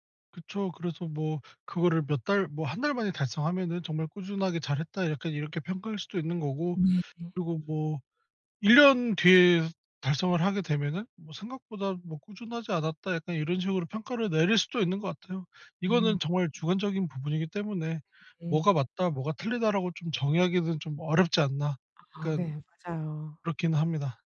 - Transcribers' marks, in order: none
- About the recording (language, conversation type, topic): Korean, podcast, 요즘 꾸준함을 유지하는 데 도움이 되는 팁이 있을까요?